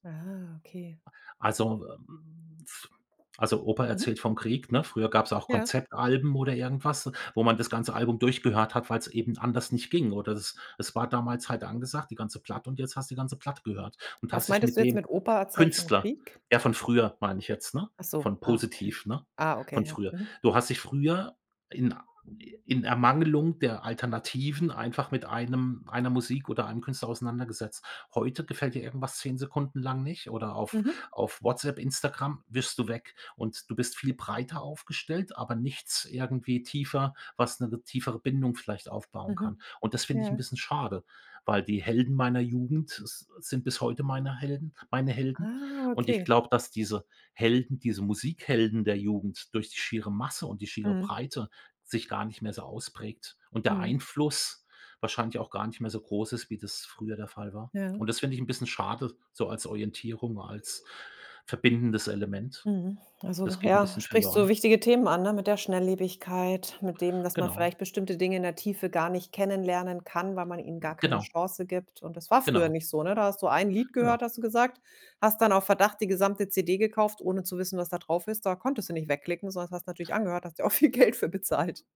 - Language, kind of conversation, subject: German, podcast, Wie hast du früher neue Musik entdeckt, als Streaming noch nicht alles war?
- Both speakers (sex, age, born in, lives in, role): female, 40-44, Germany, Cyprus, host; male, 55-59, Germany, Germany, guest
- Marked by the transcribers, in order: tapping; laughing while speaking: "viel Geld für bezahlt"